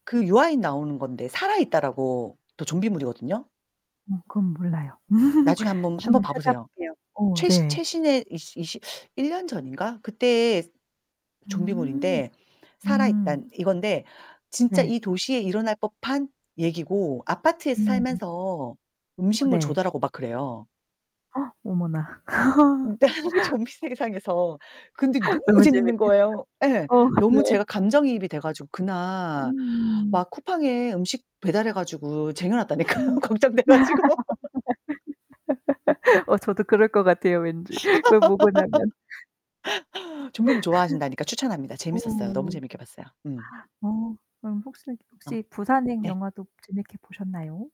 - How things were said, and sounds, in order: static; laugh; other background noise; distorted speech; gasp; tapping; laughing while speaking: "네. 그 좀비"; laugh; laughing while speaking: "쟁여놨다니까요, 걱정돼 가지고"; laugh; laugh; laugh
- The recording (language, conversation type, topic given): Korean, unstructured, 좋아하는 일에 몰입할 때 기분이 어떤가요?